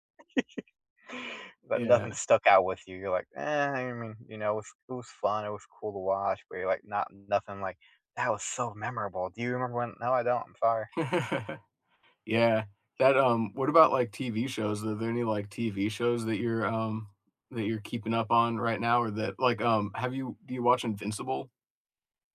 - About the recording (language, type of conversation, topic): English, unstructured, Which movie this year surprised you the most, and what about it caught you off guard?
- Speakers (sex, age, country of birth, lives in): male, 35-39, United States, United States; male, 35-39, United States, United States
- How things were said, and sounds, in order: chuckle; chuckle; other background noise